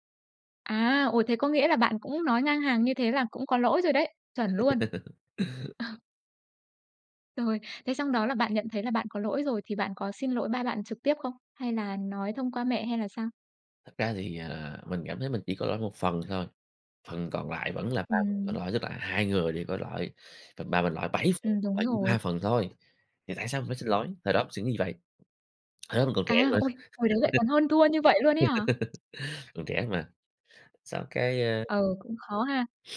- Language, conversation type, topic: Vietnamese, podcast, Bạn có kinh nghiệm nào về việc hàn gắn lại một mối quan hệ gia đình bị rạn nứt không?
- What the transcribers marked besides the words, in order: laugh; tapping; laughing while speaking: "Ờ"; unintelligible speech; other background noise; laugh